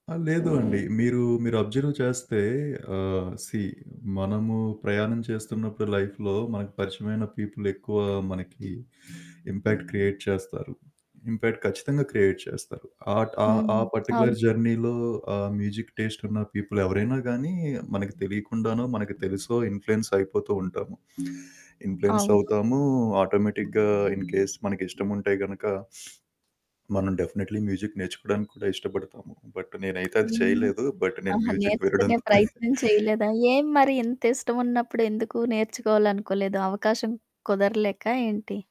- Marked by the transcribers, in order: static; in English: "సీ"; in English: "లైఫ్‌లో"; other background noise; in English: "ఇంపాక్ట్ క్రియేట్"; in English: "ఇంపాక్ట్"; in English: "క్రియేట్"; in English: "పర్టిక్యులర్ జర్నీలో"; tapping; in English: "మ్యూజిక్"; in English: "ఆటోమేటిక్‌గా ఇన్ కేస్"; sniff; in English: "డెఫినెట్‌లీ మ్యూజిక్"; in English: "బట్"; in English: "బట్"; in English: "మ్యూజిక్"; cough
- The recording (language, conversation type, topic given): Telugu, podcast, మీరు తొలిసారి సంగీతాన్ని విన్నప్పుడు మీకు గుర్తుండిపోయిన మొదటి జ్ఞాపకం ఏది?